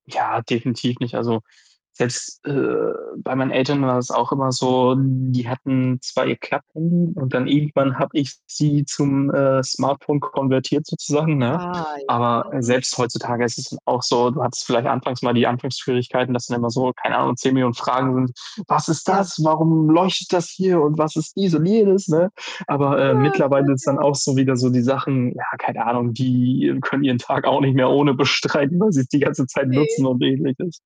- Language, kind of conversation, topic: German, unstructured, Welchen Einfluss hat das Smartphone auf unser Leben?
- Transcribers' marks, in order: other background noise; distorted speech; put-on voice: "Was ist das? Warum leuchtet … dies und jenes?"; laughing while speaking: "ihren Tag auch nicht mehr … ganze Zeit nutzen"